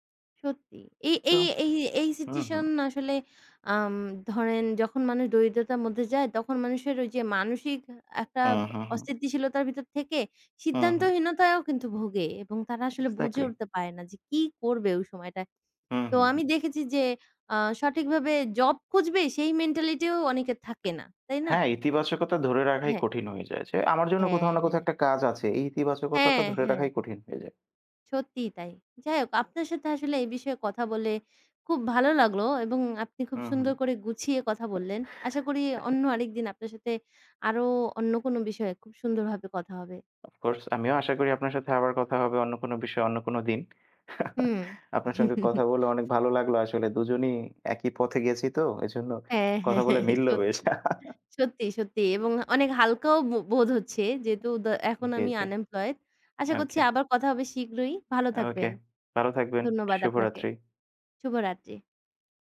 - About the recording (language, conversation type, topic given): Bengali, unstructured, দরিদ্রতার কারণে কি মানুষ সহজেই হতাশায় ভোগে?
- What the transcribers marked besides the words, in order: in English: "মেন্টালিটি"; other background noise; chuckle; chuckle; chuckle; in English: "আনএমপ্লয়েড"